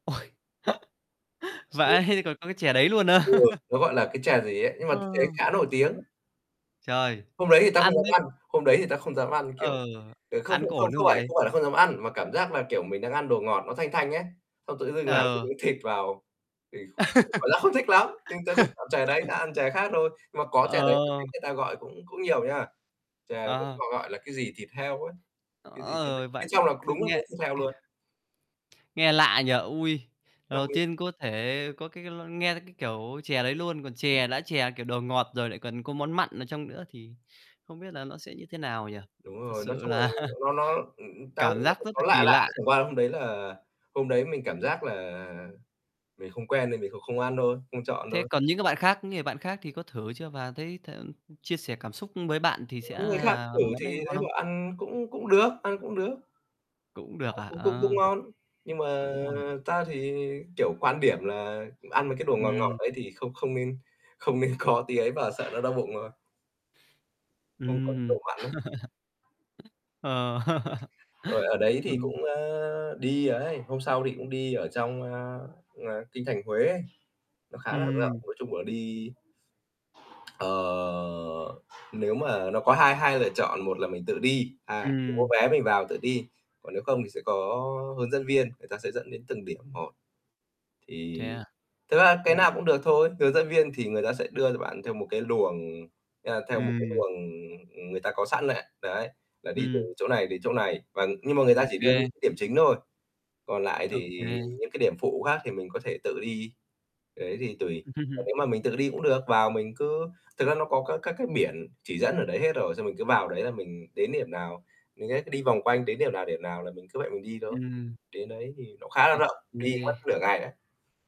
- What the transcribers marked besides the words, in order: laughing while speaking: "Ôi"; chuckle; hiccup; chuckle; other noise; laugh; distorted speech; other background noise; static; laughing while speaking: "là"; laughing while speaking: "nên có"; chuckle; tapping; chuckle; unintelligible speech
- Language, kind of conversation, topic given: Vietnamese, podcast, Kỷ niệm du lịch đáng nhớ nhất của bạn là gì?